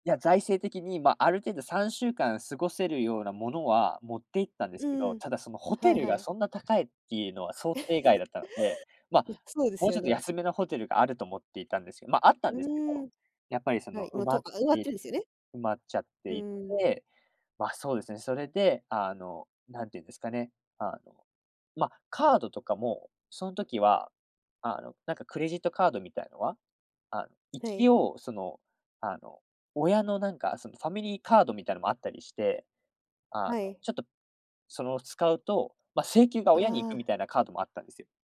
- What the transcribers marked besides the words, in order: laugh
- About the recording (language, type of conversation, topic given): Japanese, podcast, 思い出に残る旅で、どんな教訓を得ましたか？